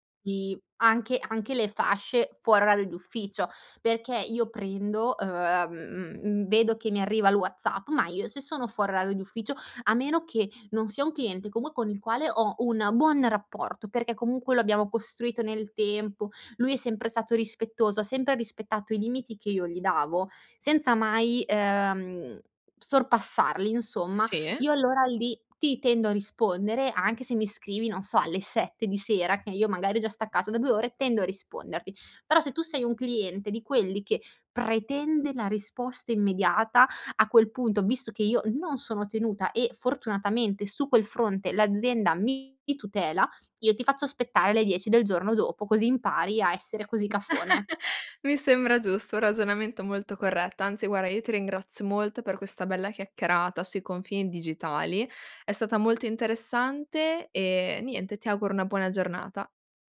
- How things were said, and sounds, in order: "perché" said as "pecché"; "fuori" said as "fora"; chuckle
- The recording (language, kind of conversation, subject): Italian, podcast, Come gestisci i limiti nella comunicazione digitale, tra messaggi e social media?